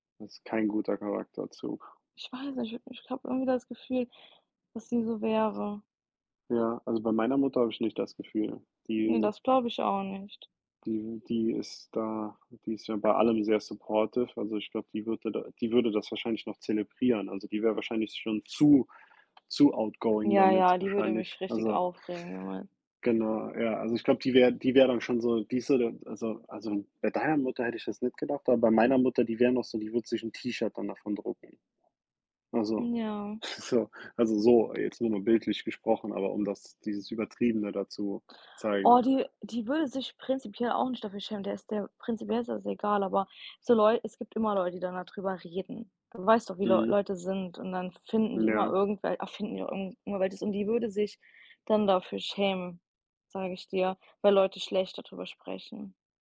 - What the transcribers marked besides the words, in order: in English: "supportive"; stressed: "zu"; in English: "outgoing"; chuckle; other background noise
- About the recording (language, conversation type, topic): German, unstructured, Was tust du, wenn du das Gefühl hast, dass deine Familie dich nicht versteht?